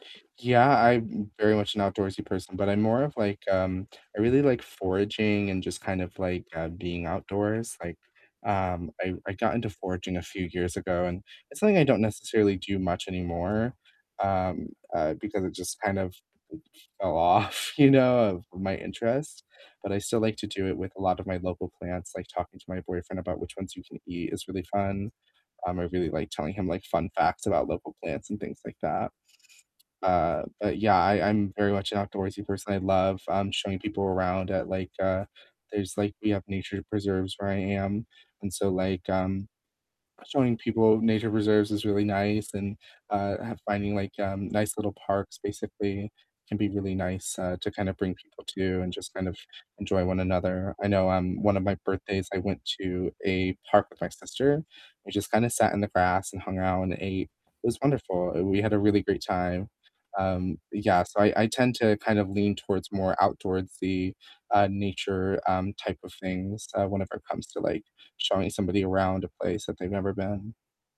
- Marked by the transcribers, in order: other background noise; laughing while speaking: "off"; distorted speech
- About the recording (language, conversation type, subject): English, unstructured, Which local spots would you visit with a guest today?
- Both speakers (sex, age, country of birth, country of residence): female, 20-24, United States, United States; male, 30-34, United States, United States